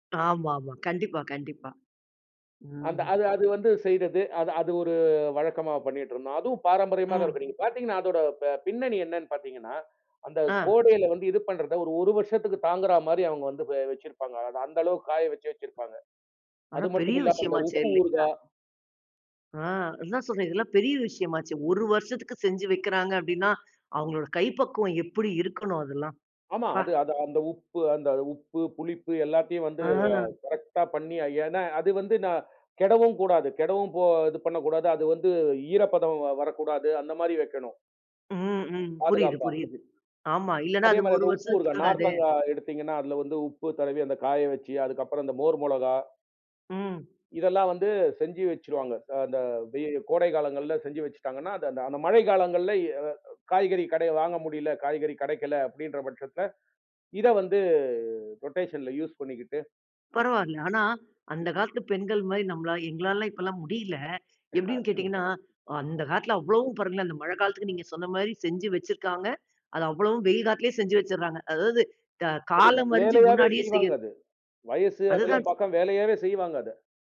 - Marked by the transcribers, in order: other background noise; surprised: "அவங்களோட கைப்பக்குவம் எப்படி இருக்கணும் அதெல்லாம்! ப்பா"; in English: "ரொட்டேஷன்ல யூஸ்"; laughing while speaking: "அது"
- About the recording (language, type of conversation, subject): Tamil, podcast, பாரம்பரிய உணவுகளைப் பற்றிய உங்கள் நினைவுகளைப் பகிரலாமா?